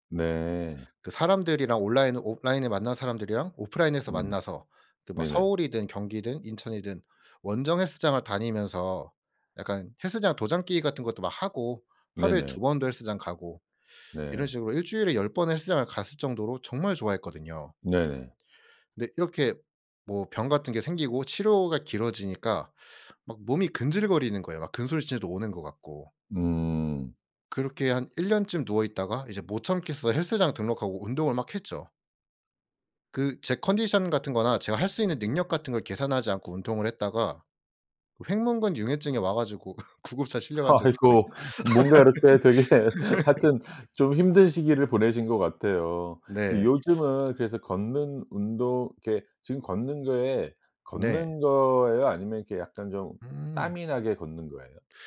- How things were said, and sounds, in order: other background noise; laughing while speaking: "아이고 뭔가 이렇게 되게 하여튼"; laugh; laugh
- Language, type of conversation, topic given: Korean, podcast, 회복 중 운동은 어떤 식으로 시작하는 게 좋을까요?